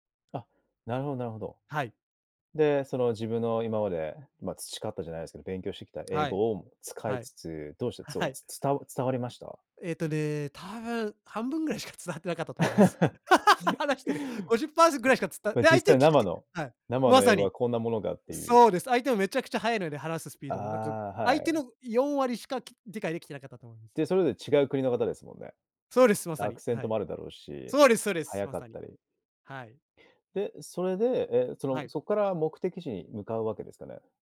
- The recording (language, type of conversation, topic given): Japanese, podcast, 好奇心に導かれて訪れた場所について、どんな体験をしましたか？
- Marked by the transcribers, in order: laughing while speaking: "はい"; laughing while speaking: "ぐらいしか伝わってなかったとむす"; laugh; "ものか" said as "ものが"